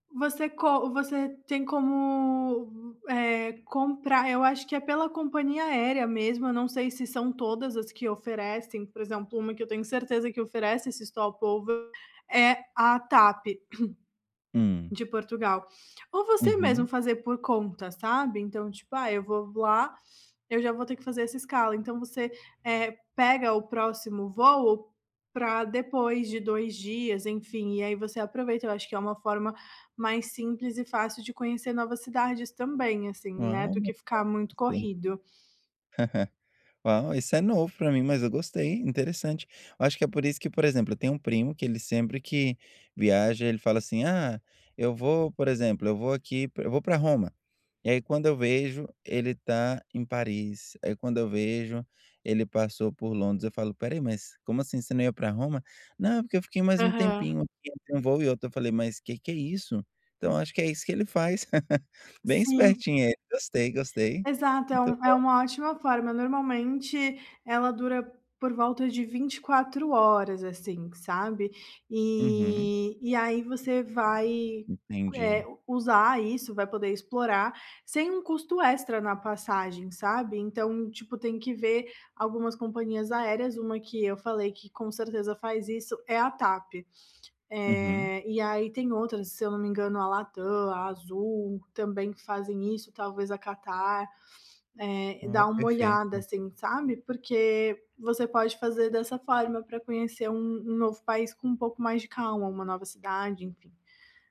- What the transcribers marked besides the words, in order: in English: "stop-over"; throat clearing; chuckle; tapping; chuckle; other background noise
- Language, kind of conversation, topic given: Portuguese, advice, Como posso explorar lugares novos quando tenho pouco tempo livre?